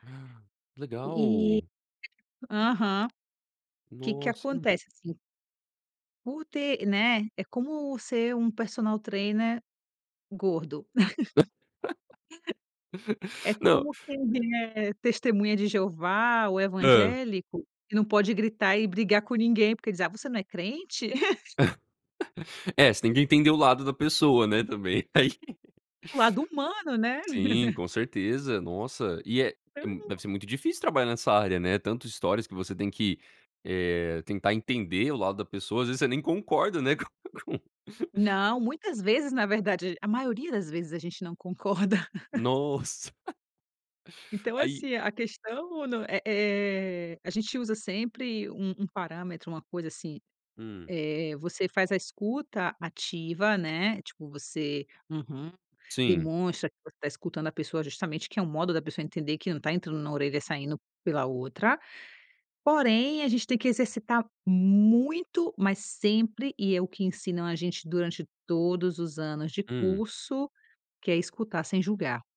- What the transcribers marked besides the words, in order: other background noise; laugh; laugh; laughing while speaking: "aí"; laugh; laughing while speaking: "com com"; laugh; chuckle
- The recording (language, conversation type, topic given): Portuguese, podcast, Como você equilibra o lado pessoal e o lado profissional?